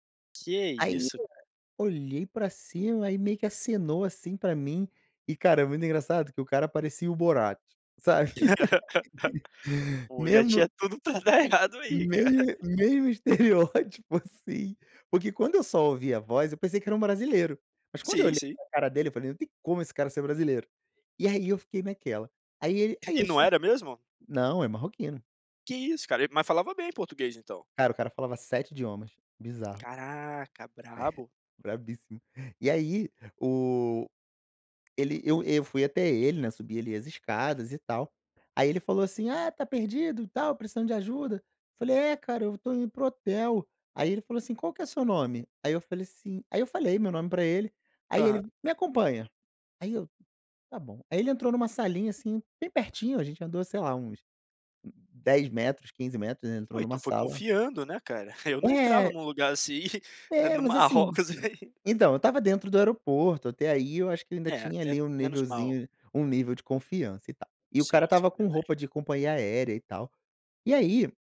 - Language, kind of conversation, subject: Portuguese, podcast, Você já caiu em algum golpe durante uma viagem? Como aconteceu?
- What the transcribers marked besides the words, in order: laugh; tapping; laughing while speaking: "estereótipo, assim"; chuckle